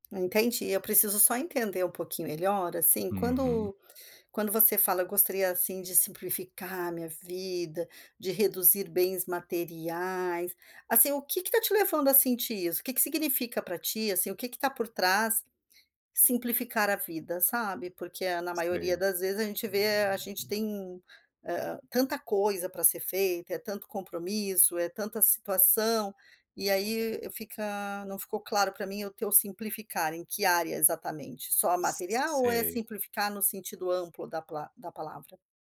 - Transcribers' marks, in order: other noise
- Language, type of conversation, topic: Portuguese, advice, Como você pode simplificar a vida e reduzir seus bens materiais?